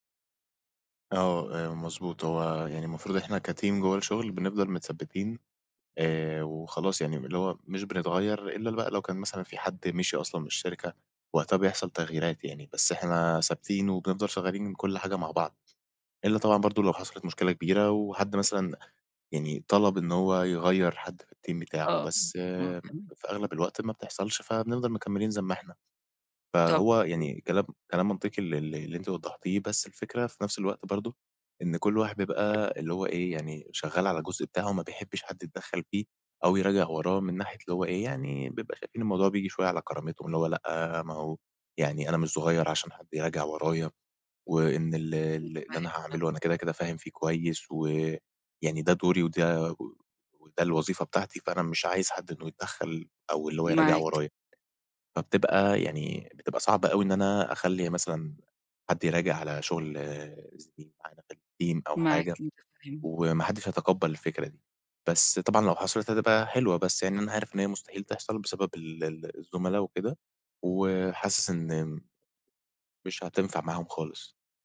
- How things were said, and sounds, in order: in English: "كَteam"; other background noise; tapping; in English: "الteam"; unintelligible speech; in English: "الteam"
- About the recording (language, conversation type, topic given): Arabic, advice, إزاي أقدر أستعيد ثقتي في نفسي بعد ما فشلت في شغل أو مشروع؟